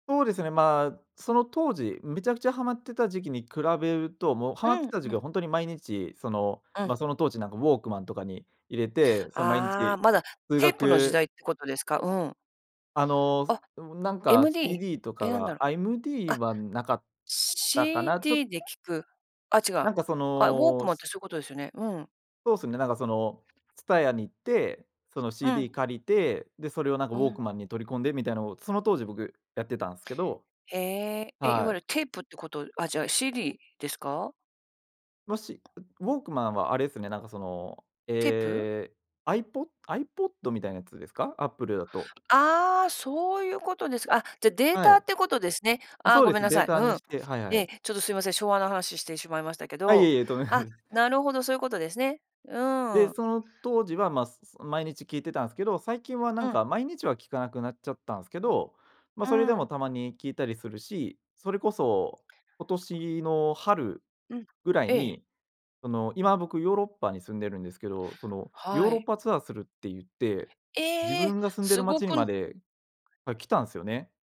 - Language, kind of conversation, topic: Japanese, podcast, 好きなアーティストとはどんなふうに出会いましたか？
- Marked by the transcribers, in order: other background noise; other noise; tapping